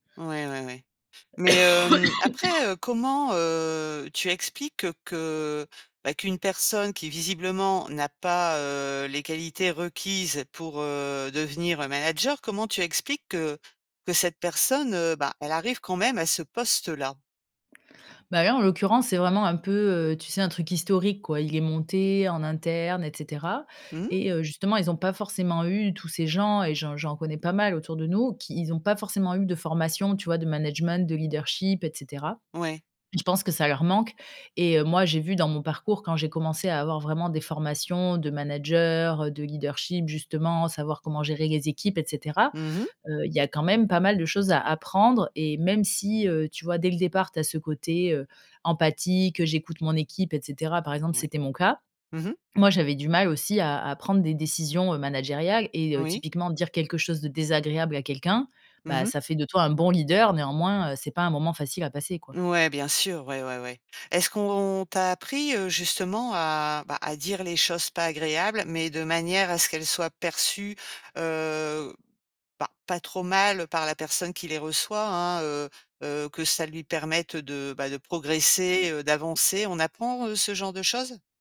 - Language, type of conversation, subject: French, podcast, Qu’est-ce qui, pour toi, fait un bon leader ?
- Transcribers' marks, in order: cough